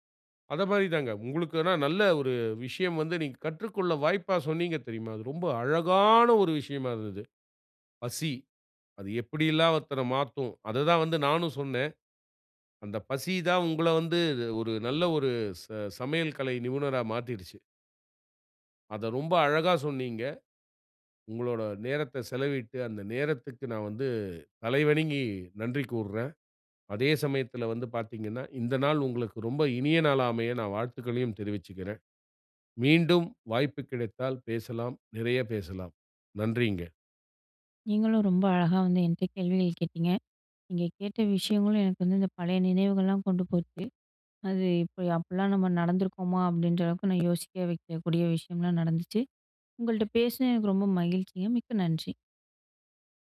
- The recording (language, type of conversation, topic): Tamil, podcast, புதிய விஷயங்கள் கற்றுக்கொள்ள உங்களைத் தூண்டும் காரணம் என்ன?
- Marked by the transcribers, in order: other noise; other background noise